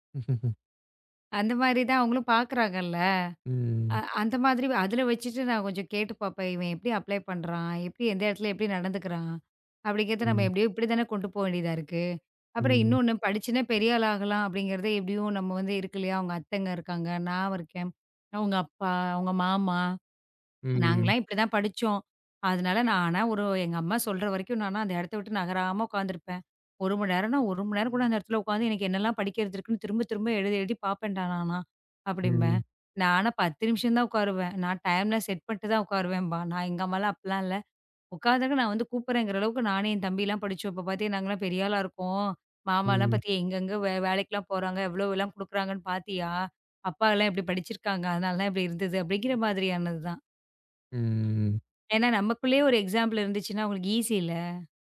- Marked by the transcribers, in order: laugh; in English: "அப்ளை"; swallow; in English: "டைம்லாம் செட்"; drawn out: "ம்"; in English: "எக்ஸ்சாம்பிள்"
- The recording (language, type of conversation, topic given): Tamil, podcast, குழந்தைகளை படிப்பில் ஆர்வம் கொள்ளச் செய்வதில் உங்களுக்கு என்ன அனுபவம் இருக்கிறது?